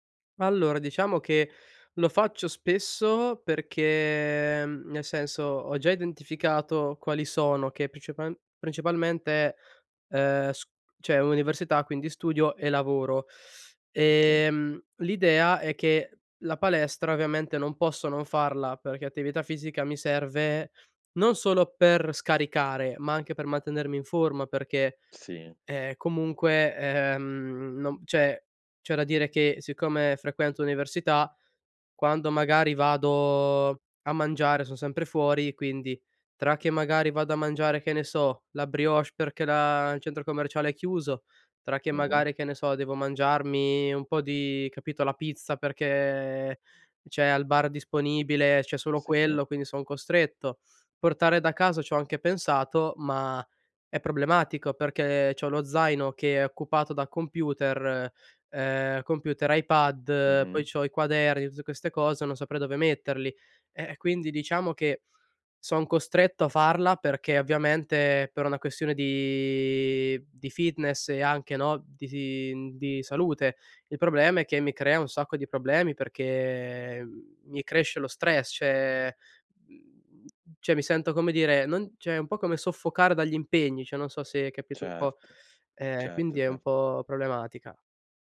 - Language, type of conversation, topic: Italian, advice, Come posso gestire un carico di lavoro eccessivo e troppe responsabilità senza sentirmi sopraffatto?
- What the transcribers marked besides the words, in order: "cioè" said as "ceh"; "cioè" said as "ceh"; tapping; "cioè" said as "ceh"; "cioè" said as "ceh"; "cioè" said as "ceh"